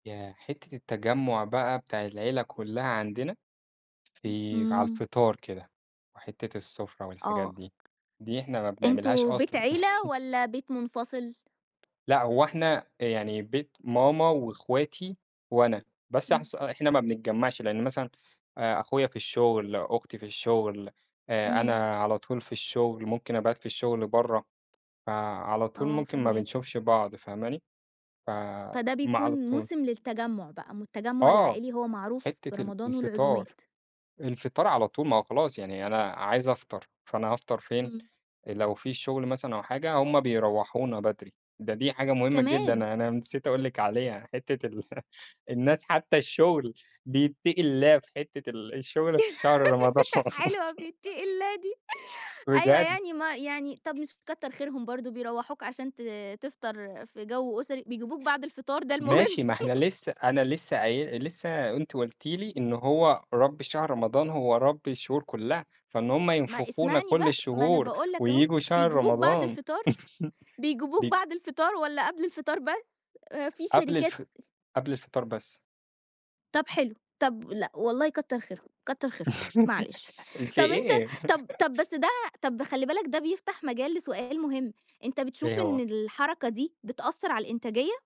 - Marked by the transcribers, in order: unintelligible speech; tapping; chuckle; chuckle; laugh; laughing while speaking: "حلوة بيتقي الله دي"; laughing while speaking: "رمضان"; laugh; laughing while speaking: "ده المهم"; chuckle; chuckle; chuckle; laughing while speaking: "ال في إيه؟"; chuckle; other background noise
- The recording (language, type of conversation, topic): Arabic, podcast, إيه اللي بتستناه كل سنة في موسم معيّن؟